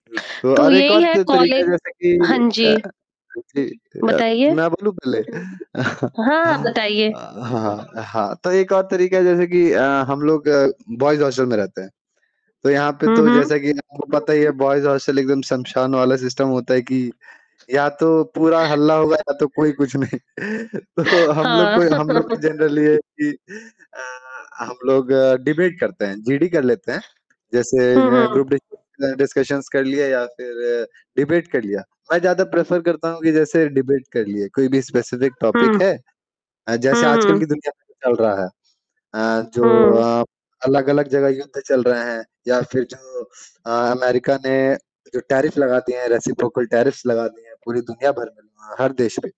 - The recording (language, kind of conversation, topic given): Hindi, unstructured, आप अपने दोस्तों के साथ समय बिताना कैसे पसंद करते हैं?
- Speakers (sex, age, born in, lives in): female, 40-44, India, India; male, 20-24, India, India
- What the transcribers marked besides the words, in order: static; distorted speech; other background noise; chuckle; in English: "बॉयज़ हॉस्टल"; in English: "बॉयज़ हॉस्टल"; in English: "सिस्टम"; tapping; laughing while speaking: "नहीं। तो"; in English: "जनरली"; chuckle; in English: "डिबेट"; in English: "ग्रुप डिस्क डिस्कशन्स"; in English: "डिबेट"; in English: "प्रेफ़र"; in English: "डिबेट"; in English: "स्पेसिफ़िक टॉपिक"; in English: "टैरिफ"; in English: "रेसिप्रोकल टैरिफ"